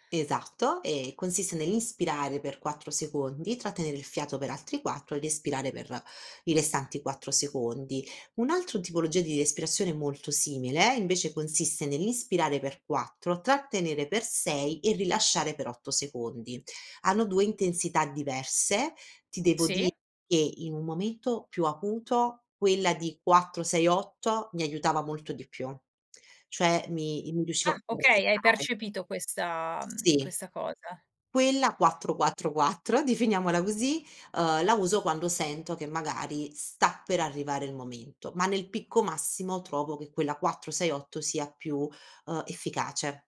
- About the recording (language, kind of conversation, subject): Italian, podcast, Come gestisci i pensieri negativi quando arrivano?
- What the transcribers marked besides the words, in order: none